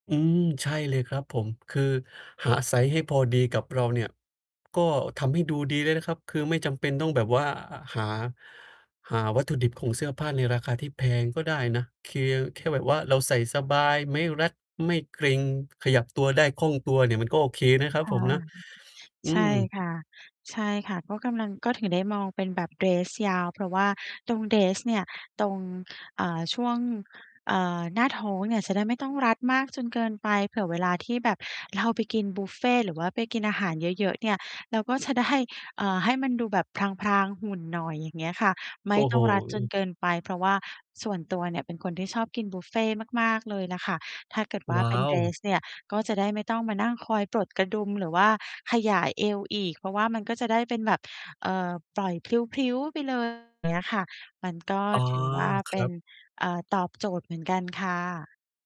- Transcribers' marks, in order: mechanical hum; laughing while speaking: "จะได้"; distorted speech
- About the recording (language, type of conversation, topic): Thai, advice, ควรเลือกเสื้อผ้าอย่างไรให้พอดีตัวและดูดี?